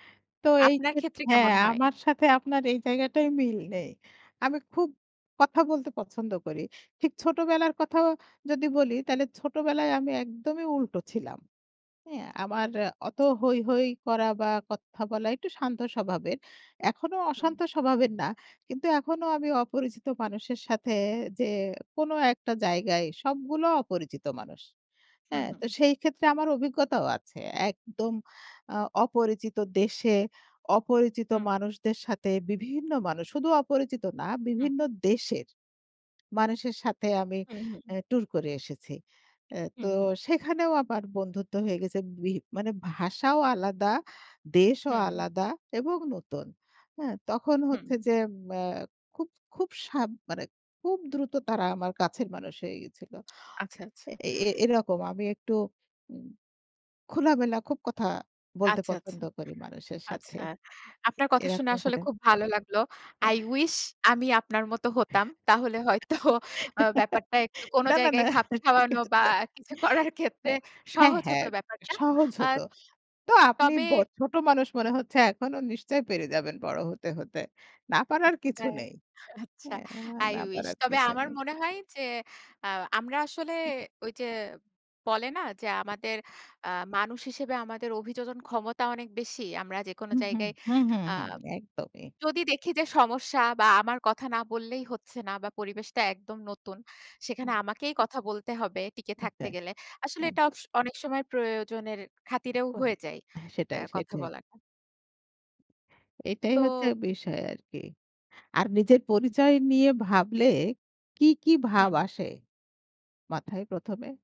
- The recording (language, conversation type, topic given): Bengali, unstructured, তোমার পরিচয় তোমাকে কীভাবে প্রভাবিত করে?
- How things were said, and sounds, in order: tapping; other background noise; in English: "I wish"; laugh; laughing while speaking: "হয়তো"; laughing while speaking: "কিছু করার ক্ষেত্রে"; in English: "I wish"; throat clearing